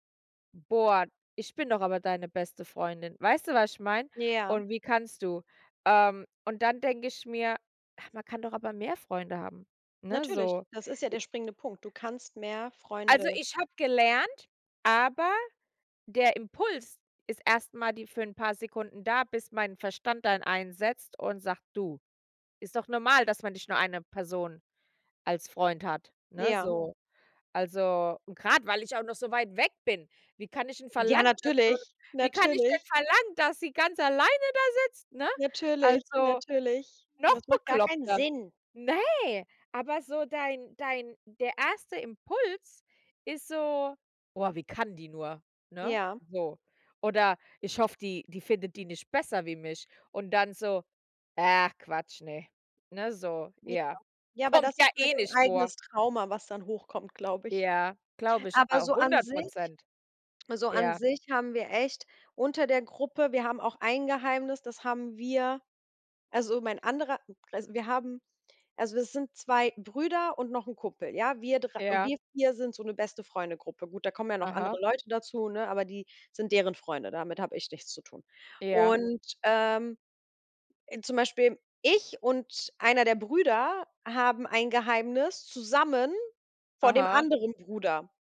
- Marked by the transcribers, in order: other background noise
- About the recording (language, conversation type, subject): German, unstructured, Wie fühlst du dich, wenn Freunde deine Geheimnisse verraten?